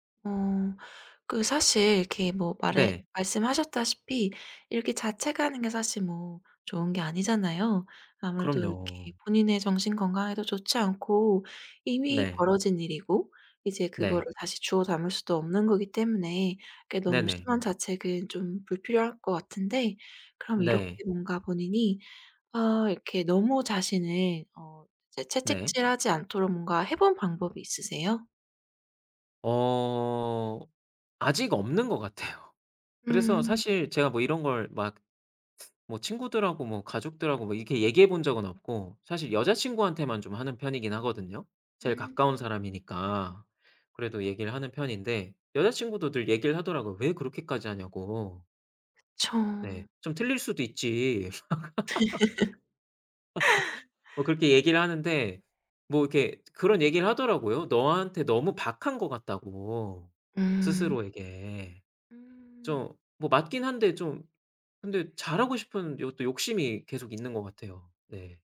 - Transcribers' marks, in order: laughing while speaking: "같아요"; laugh
- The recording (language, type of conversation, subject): Korean, advice, 완벽주의 때문에 작은 실수에도 과도하게 자책할 때 어떻게 하면 좋을까요?